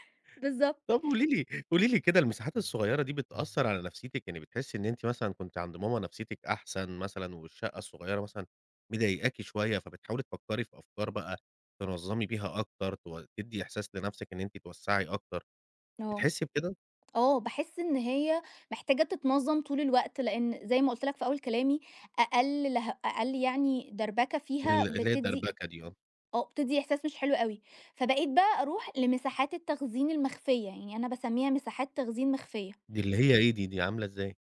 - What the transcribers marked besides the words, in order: tapping
- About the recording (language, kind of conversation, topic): Arabic, podcast, إزاي بتنظّم مساحة صغيرة عشان تحسّ بالراحة؟